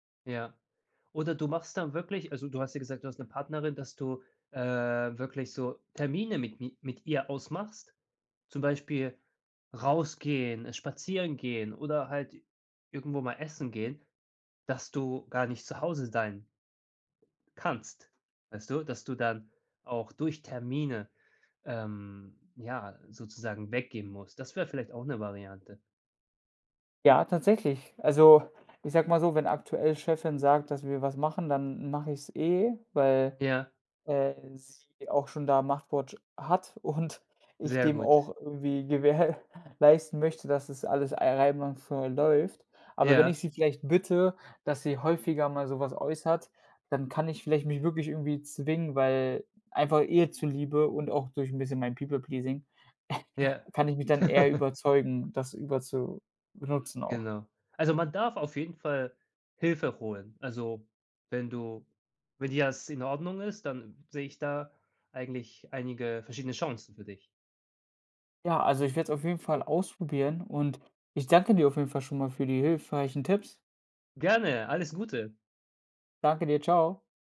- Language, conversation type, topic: German, advice, Wie kann ich im Homeoffice eine klare Tagesstruktur schaffen, damit Arbeit und Privatleben nicht verschwimmen?
- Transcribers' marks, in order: laughing while speaking: "und"; laughing while speaking: "gewährleisten"; in English: "People-Pleasing"; chuckle; laugh